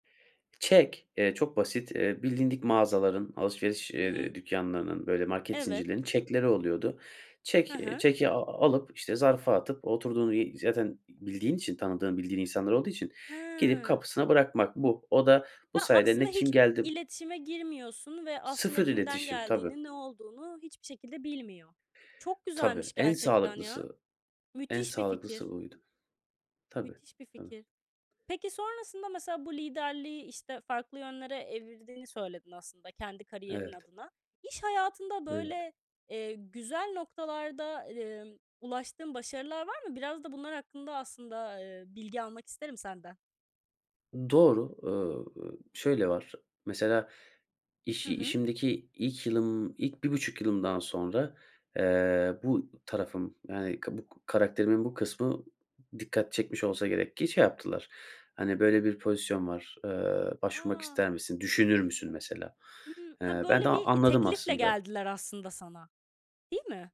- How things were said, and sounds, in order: none
- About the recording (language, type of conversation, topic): Turkish, podcast, Hayatındaki en gurur duyduğun başarın neydi, anlatır mısın?